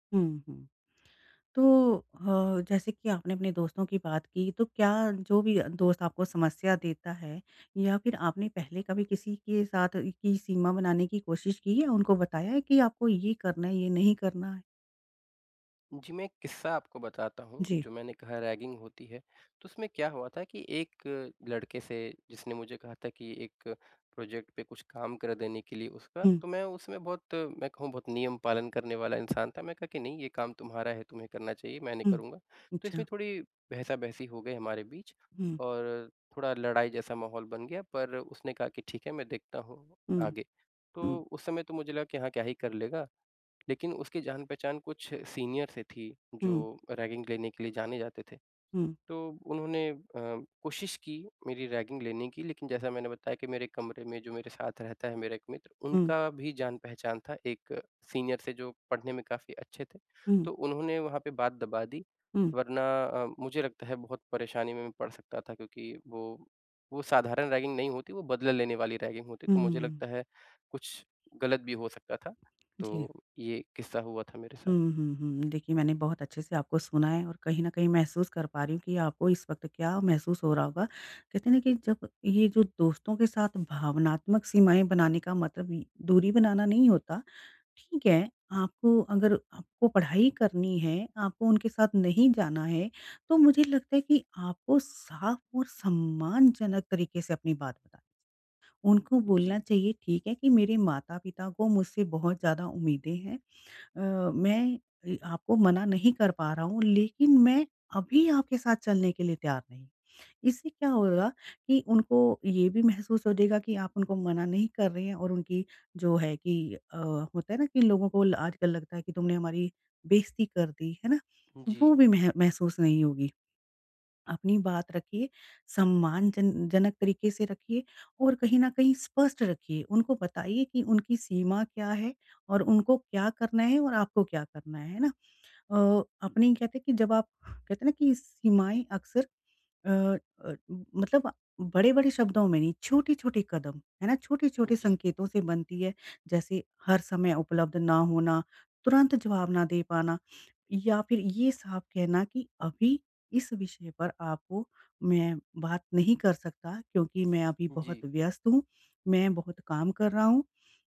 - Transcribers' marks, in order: in English: "रैगिंग"; in English: "प्रोजेक्ट"; in English: "सीनियर"; in English: "रैगिंग"; in English: "रैगिंग"; in English: "सीनियर"; in English: "रैगिंग"; in English: "रैगिंग"
- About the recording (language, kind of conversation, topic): Hindi, advice, दोस्तों के साथ भावनात्मक सीमाएँ कैसे बनाऊँ और उन्हें बनाए कैसे रखूँ?